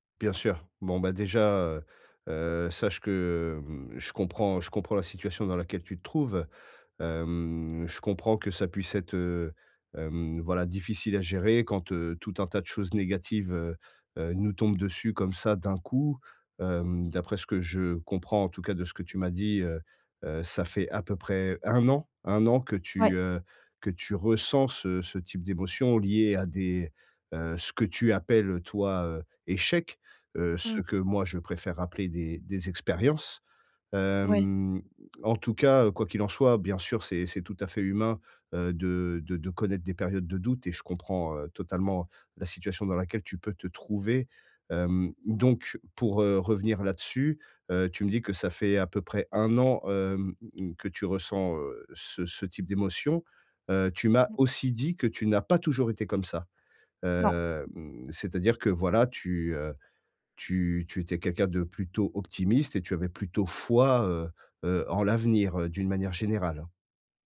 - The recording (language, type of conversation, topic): French, advice, Comment puis-je retrouver l’espoir et la confiance en l’avenir ?
- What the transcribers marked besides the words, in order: stressed: "un an"; stressed: "échecs"; stressed: "expériences"; drawn out: "Hem"; stressed: "pas"; stressed: "foi"